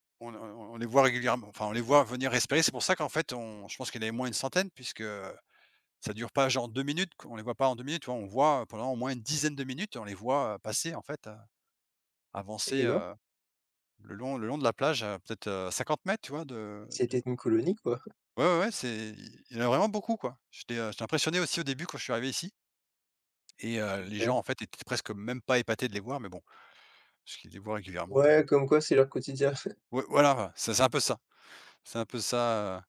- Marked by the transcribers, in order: stressed: "dizaine"; chuckle; chuckle
- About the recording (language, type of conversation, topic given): French, unstructured, Avez-vous déjà vu un animal faire quelque chose d’incroyable ?